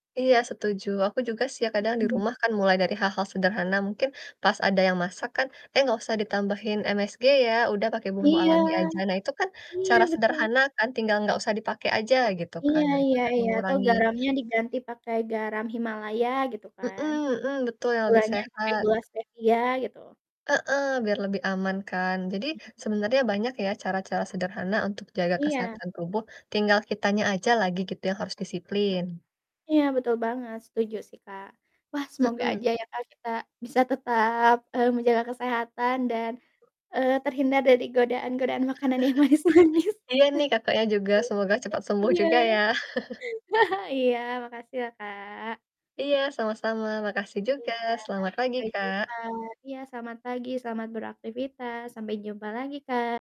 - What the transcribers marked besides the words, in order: static; distorted speech; other background noise; chuckle; laughing while speaking: "manis-manis"; laugh; chuckle
- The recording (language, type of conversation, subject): Indonesian, unstructured, Bagaimana cara kamu menjaga kesehatan tubuh setiap hari?